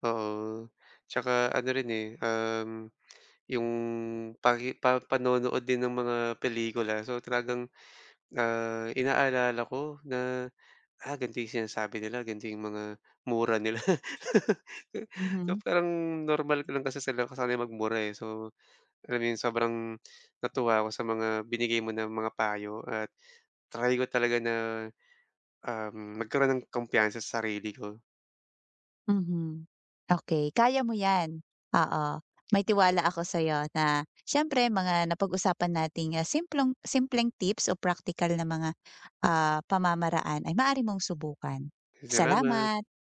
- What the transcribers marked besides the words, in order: laugh; other background noise; tapping
- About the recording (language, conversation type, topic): Filipino, advice, Paano ko mapapanatili ang kumpiyansa sa sarili kahit hinuhusgahan ako ng iba?